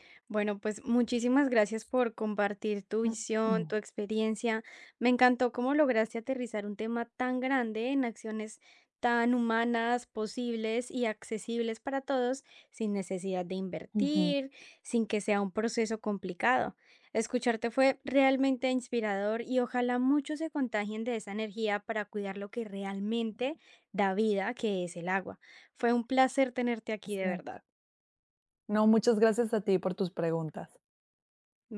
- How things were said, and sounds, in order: throat clearing; other background noise
- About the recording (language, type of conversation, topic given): Spanish, podcast, ¿Cómo motivarías a la gente a cuidar el agua?